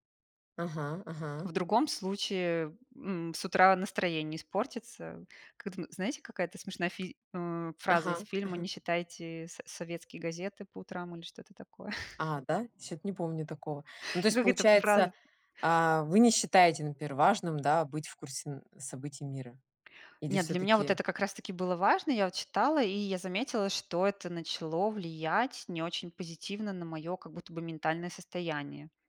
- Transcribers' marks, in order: laughing while speaking: "такое"
- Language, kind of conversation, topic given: Russian, unstructured, Почему важно оставаться в курсе событий мира?